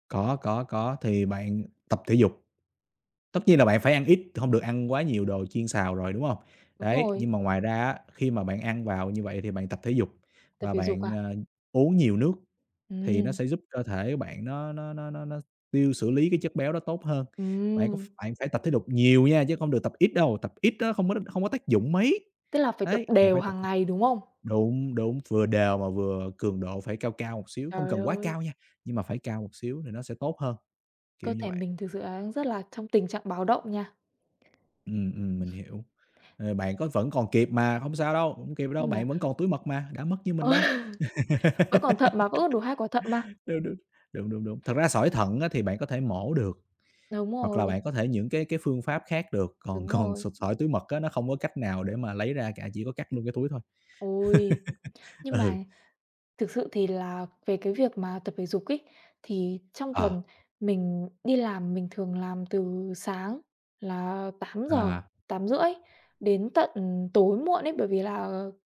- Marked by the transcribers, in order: tapping; other background noise; laughing while speaking: "Ờ"; laugh; laugh
- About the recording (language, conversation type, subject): Vietnamese, unstructured, Bạn nghĩ sao về việc ăn quá nhiều đồ chiên giòn có thể gây hại cho sức khỏe?